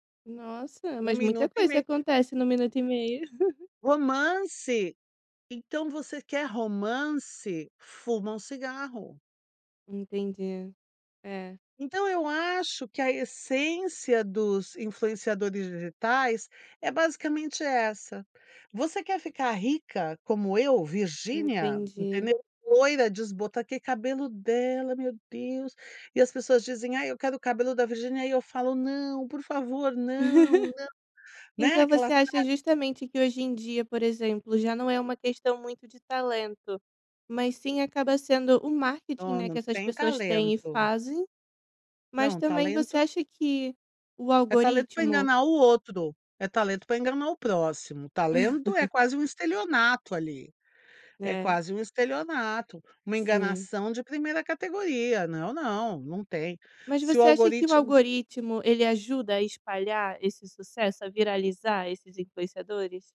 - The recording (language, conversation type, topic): Portuguese, podcast, Como você explicaria o fenômeno dos influenciadores digitais?
- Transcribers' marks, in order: laugh; laugh; unintelligible speech; laugh